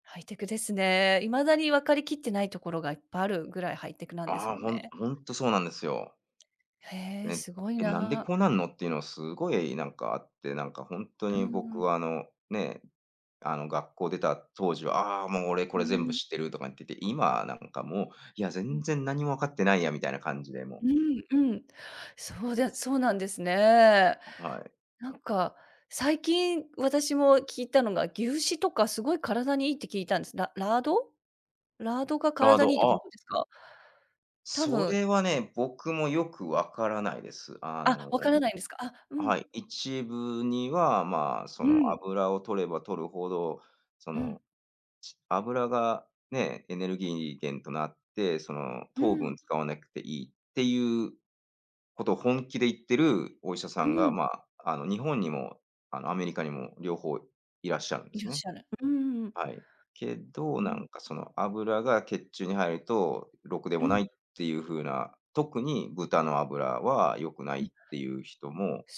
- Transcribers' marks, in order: other background noise
- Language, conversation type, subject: Japanese, unstructured, 医学研究の過程で犠牲になった人がいることについて、あなたはどう思いますか？